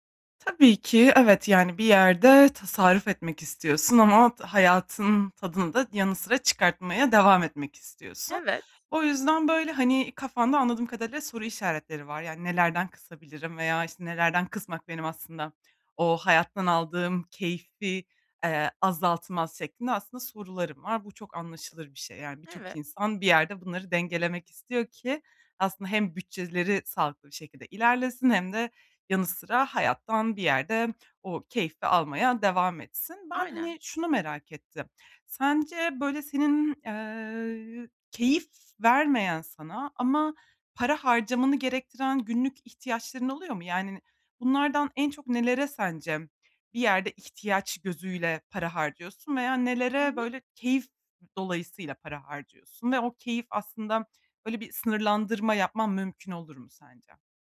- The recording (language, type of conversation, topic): Turkish, advice, Tasarruf yapma isteği ile yaşamdan keyif alma dengesini nasıl kurabilirim?
- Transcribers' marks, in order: other background noise